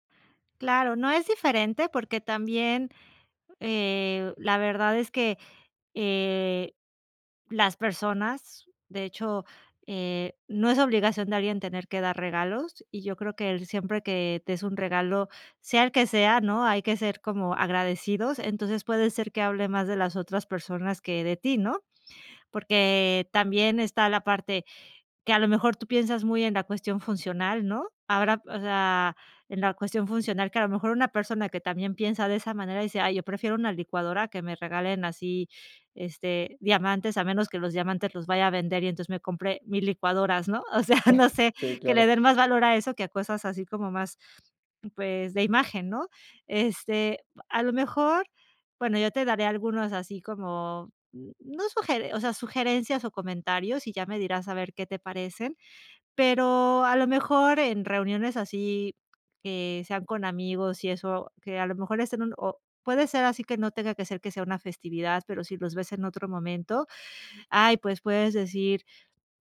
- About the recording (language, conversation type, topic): Spanish, advice, ¿Cómo puedo manejar la presión social de comprar regalos costosos en eventos?
- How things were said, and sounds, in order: chuckle; other background noise